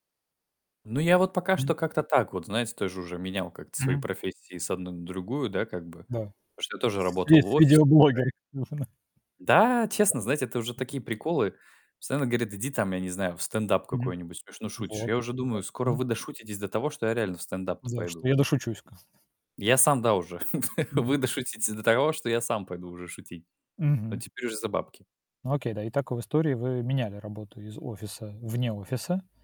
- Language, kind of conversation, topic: Russian, unstructured, Что чаще всего заставляет вас менять работу?
- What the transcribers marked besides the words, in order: static; distorted speech; chuckle; chuckle